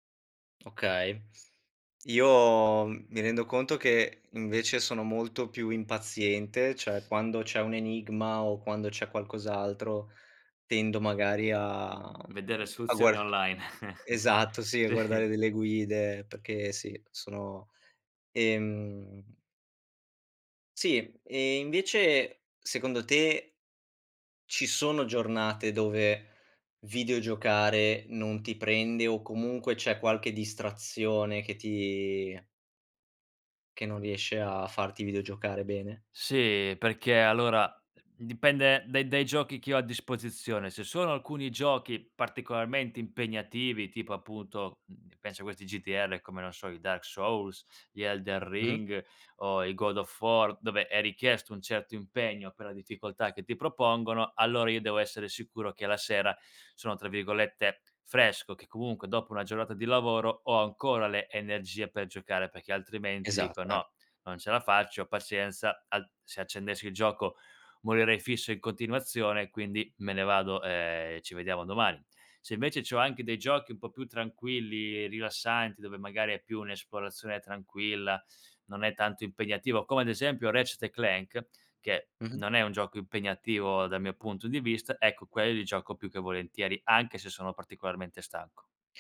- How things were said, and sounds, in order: other background noise; "Cioè" said as "ceh"; tapping; chuckle; laughing while speaking: "Sì"
- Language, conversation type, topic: Italian, podcast, Quale hobby ti fa dimenticare il tempo?